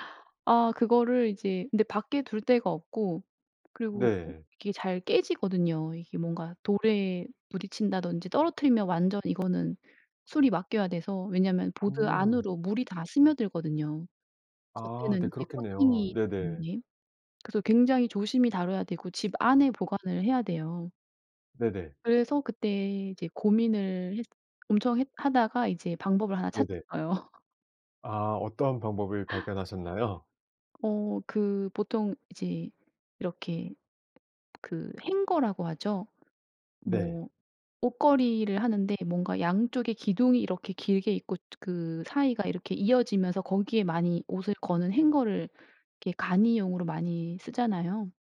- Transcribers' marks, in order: tapping; laugh; other background noise; in English: "hanger라고"; in English: "hanger를"
- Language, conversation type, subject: Korean, podcast, 작은 집에서도 더 편하게 생활할 수 있는 팁이 있나요?